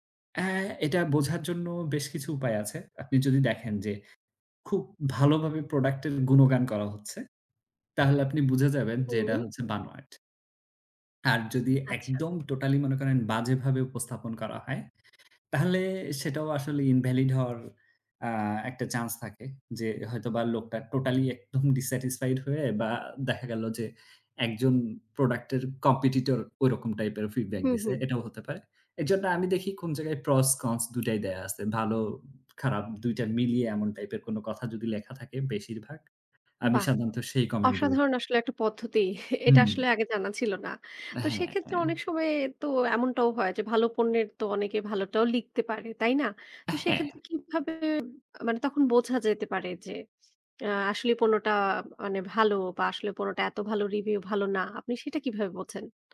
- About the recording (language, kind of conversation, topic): Bengali, podcast, আপনি অনলাইন প্রতারণা থেকে নিজেকে কীভাবে রক্ষা করেন?
- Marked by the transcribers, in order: tapping; other background noise; laughing while speaking: "এটা"